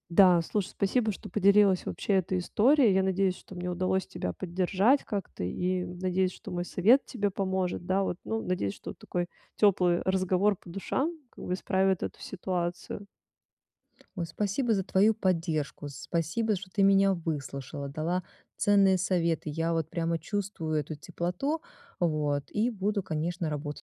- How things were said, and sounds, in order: none
- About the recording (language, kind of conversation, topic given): Russian, advice, Как мне развить устойчивость к эмоциональным триггерам и спокойнее воспринимать критику?